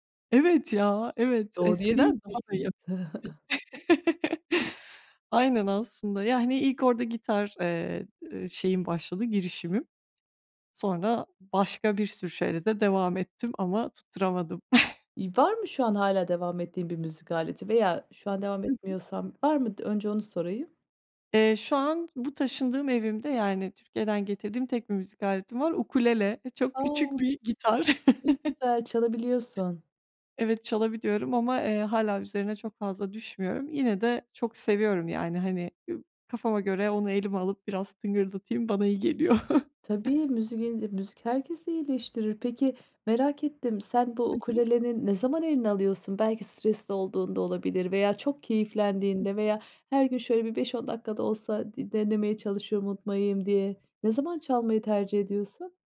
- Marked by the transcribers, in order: other background noise; unintelligible speech; chuckle; chuckle; laugh; laughing while speaking: "geliyor"; chuckle; tapping
- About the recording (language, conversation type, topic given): Turkish, podcast, Büyürken evde en çok hangi müzikler çalardı?